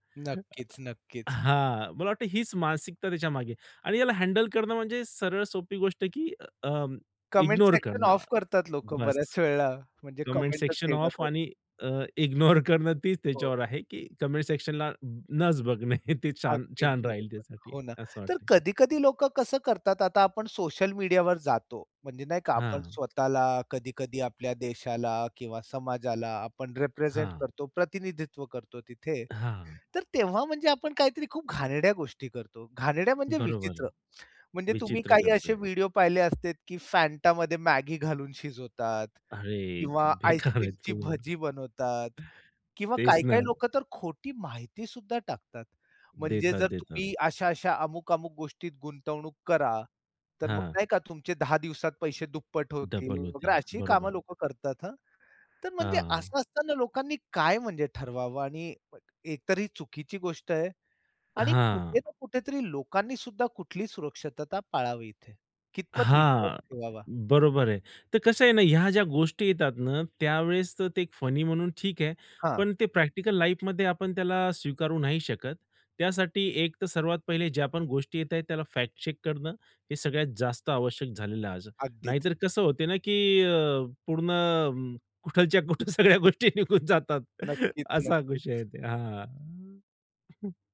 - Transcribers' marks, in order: tapping; in English: "कमेंट"; in English: "ऑफ"; in English: "कमेंट"; in English: "कमेंटच"; in English: "ऑफ"; laughing while speaking: "इग्नोर करणं"; in English: "कमेंट"; other background noise; in English: "रिप्रेझेंट"; other noise; laughing while speaking: "बेकार आहेत पूर्ण"; in English: "लाईफमध्ये"; laughing while speaking: "सगळ्या गोष्टी निघून जातात"
- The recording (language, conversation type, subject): Marathi, podcast, सोशल मीडियावर प्रतिनिधित्व कसे असावे असे तुम्हाला वाटते?